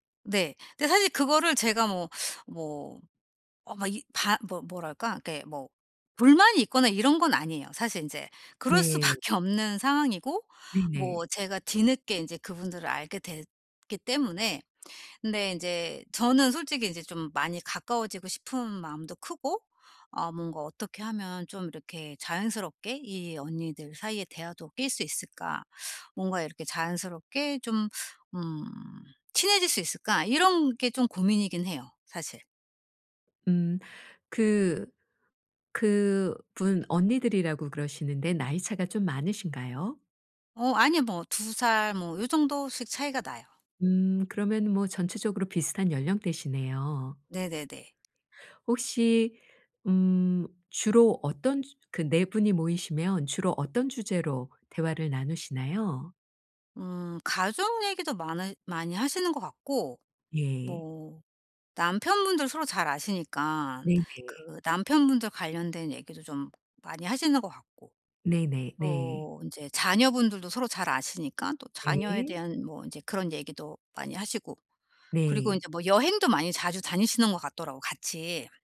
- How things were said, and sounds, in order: tapping; other background noise
- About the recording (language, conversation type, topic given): Korean, advice, 친구 모임에서 대화에 어떻게 자연스럽게 참여할 수 있을까요?